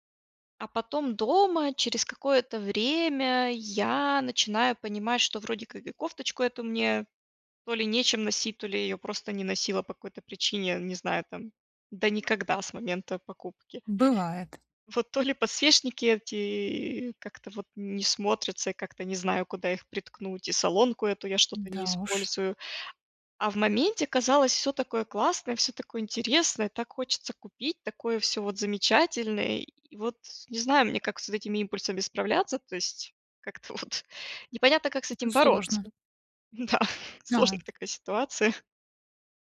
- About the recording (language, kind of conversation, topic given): Russian, advice, Как мне справляться с внезапными импульсами, которые мешают жить и принимать решения?
- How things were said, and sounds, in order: other background noise; laughing while speaking: "как-то вот"; laughing while speaking: "Да, сложная это такая ситуация"